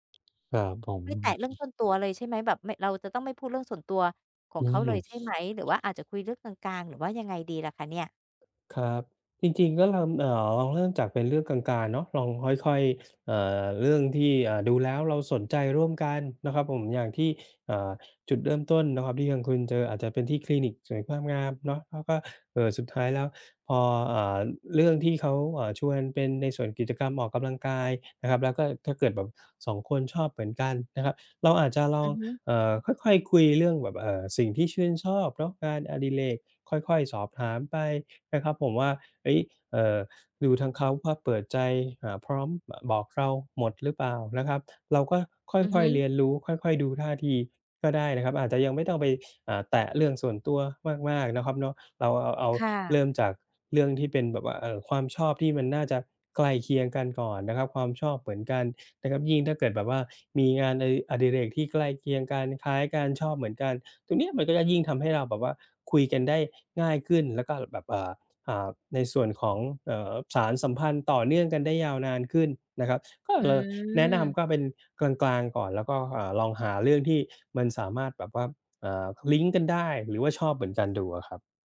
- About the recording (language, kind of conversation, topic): Thai, advice, ฉันจะทำอย่างไรให้ความสัมพันธ์กับเพื่อนใหม่ไม่ห่างหายไป?
- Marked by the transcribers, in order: tapping; chuckle; other background noise; gasp; gasp